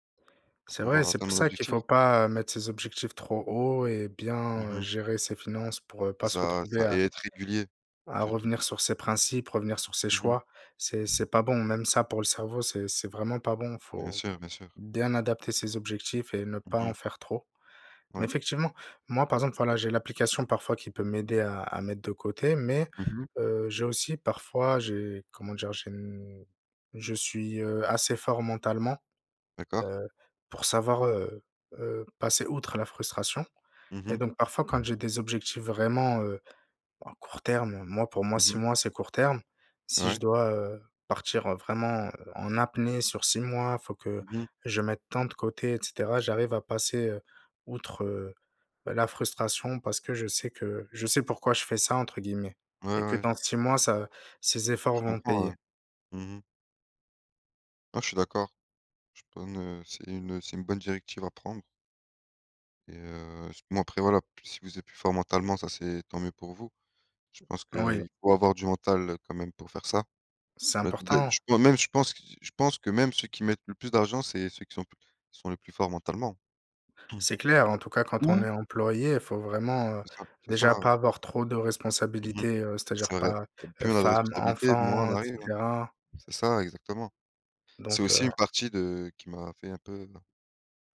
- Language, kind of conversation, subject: French, unstructured, Comment décidez-vous quand dépenser ou économiser ?
- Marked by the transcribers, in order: tapping; unintelligible speech; other background noise; unintelligible speech; throat clearing